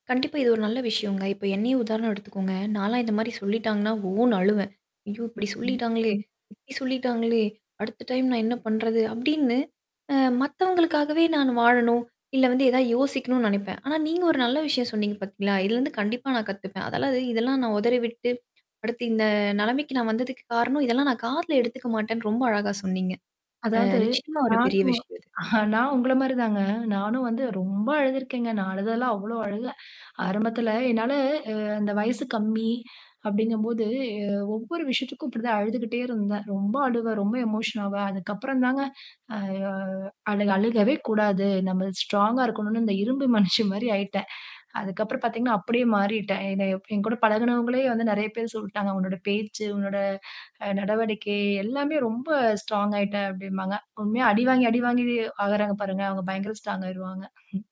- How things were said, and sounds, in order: static; mechanical hum; distorted speech; other noise; chuckle; in English: "எமோஷன்"; in English: "ஸ்ட்ராங்கா"; in English: "ஸ்ட்ராங்"; in English: "ஸ்ட்ராங்"; chuckle
- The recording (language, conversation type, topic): Tamil, podcast, தோல்வி வந்தபோது மீண்டும் எழுச்சியடைய என்ன செய்கிறீர்கள்?